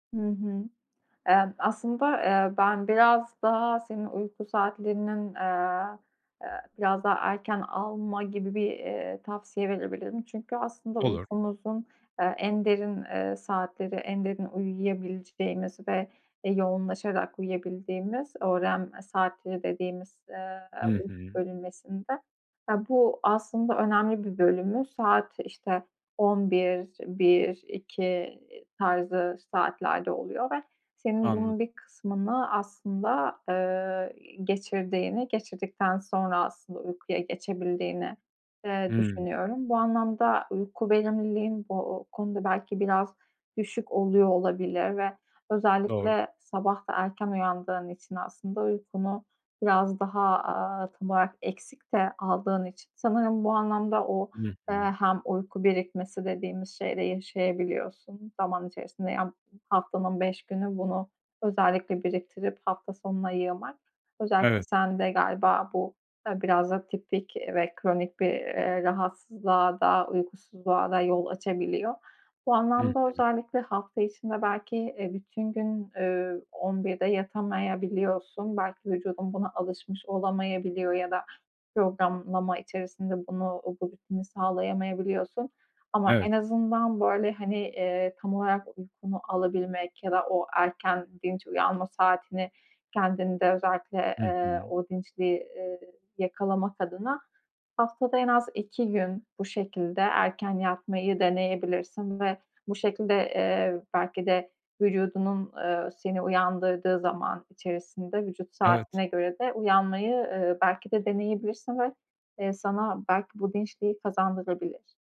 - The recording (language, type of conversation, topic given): Turkish, advice, Sabah rutininizde yaptığınız hangi değişiklikler uyandıktan sonra daha enerjik olmanıza yardımcı olur?
- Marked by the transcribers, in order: other background noise